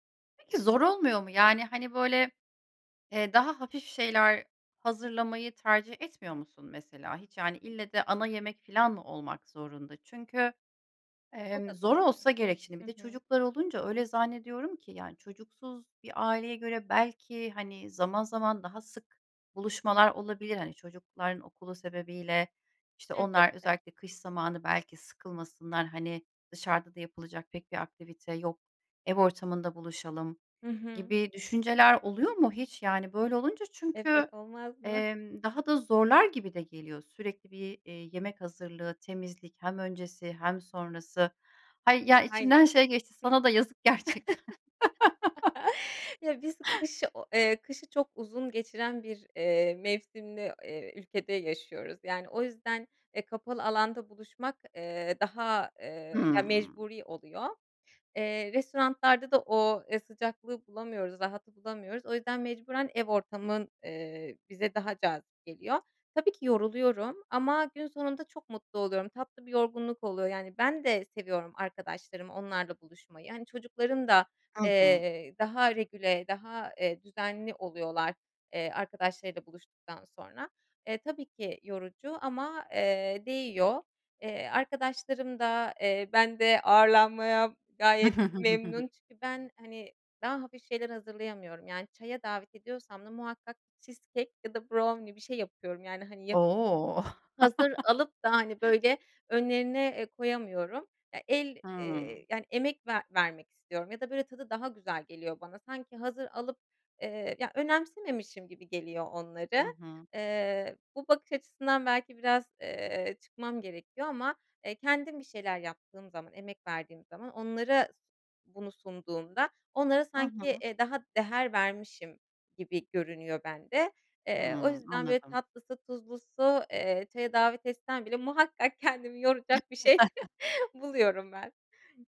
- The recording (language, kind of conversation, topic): Turkish, podcast, Bütçe kısıtlıysa kutlama yemeğini nasıl hazırlarsın?
- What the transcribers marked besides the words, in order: laugh; laugh; "restoranlarda" said as "restorantlarda"; chuckle; in English: "cheesecake"; in English: "brownie"; laugh; "değer" said as "deher"; chuckle